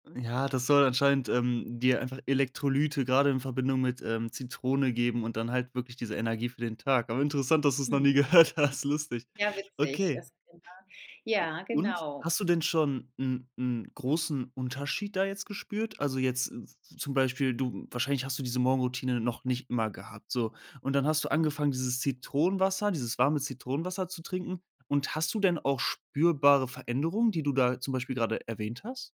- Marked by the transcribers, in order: laughing while speaking: "gehört hast"; unintelligible speech; other background noise
- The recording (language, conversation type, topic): German, podcast, Wie sieht dein Morgenritual an einem normalen Wochentag aus?